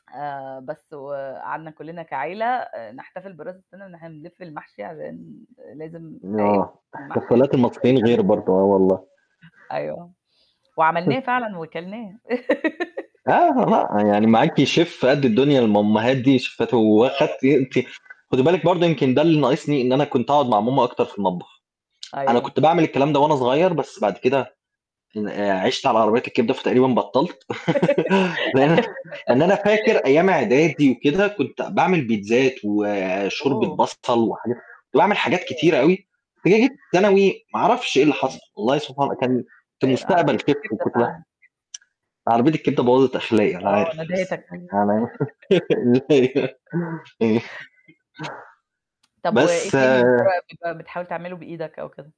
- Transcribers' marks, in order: static; mechanical hum; unintelligible speech; unintelligible speech; laugh; unintelligible speech; laugh; in English: "Chef"; in English: "شيفات"; unintelligible speech; tsk; giggle; laugh; laughing while speaking: "لإن"; unintelligible speech; unintelligible speech; distorted speech; in English: "Chef"; tsk; giggle
- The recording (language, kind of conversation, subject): Arabic, unstructured, إيه أحلى ذكرى عندك مرتبطة بأكلة معيّنة؟